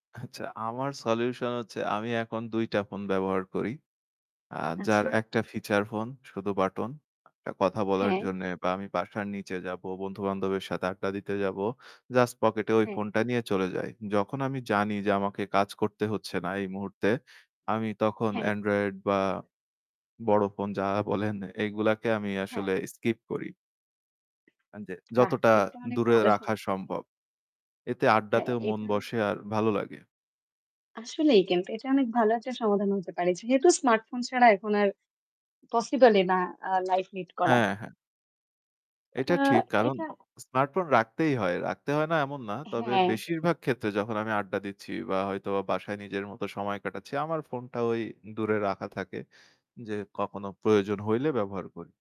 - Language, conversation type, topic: Bengali, unstructured, আপনি কি মনে করেন প্রযুক্তি বয়স্কদের জীবনে একাকীত্ব বাড়াচ্ছে?
- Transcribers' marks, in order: tapping; static; distorted speech